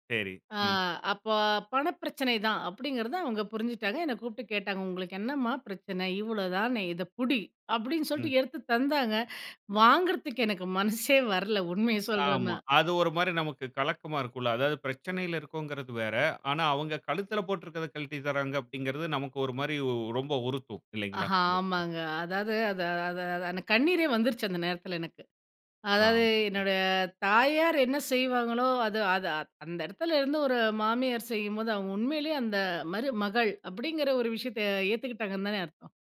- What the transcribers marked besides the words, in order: chuckle; other background noise
- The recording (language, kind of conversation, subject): Tamil, podcast, சமயம், பணம், உறவு ஆகியவற்றில் நீண்டகாலத்தில் நீங்கள் எதை முதன்மைப்படுத்துவீர்கள்?